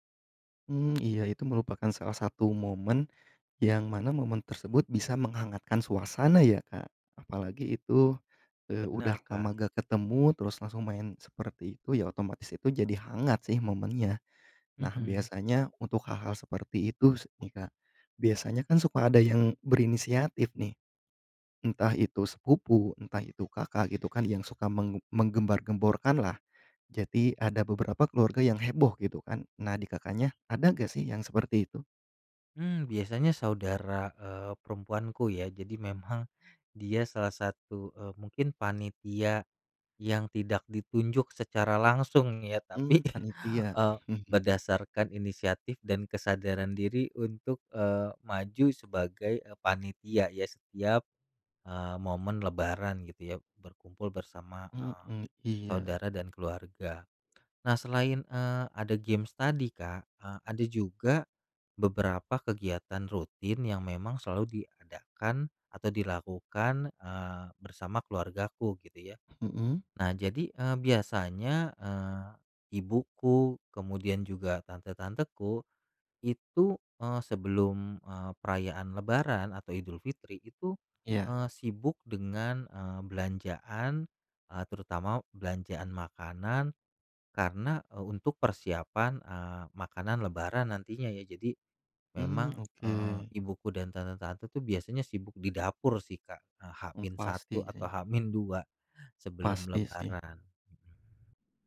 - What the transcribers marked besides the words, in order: other background noise; laughing while speaking: "tapi"; chuckle; tapping
- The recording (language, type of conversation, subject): Indonesian, podcast, Kegiatan apa yang menyatukan semua generasi di keluargamu?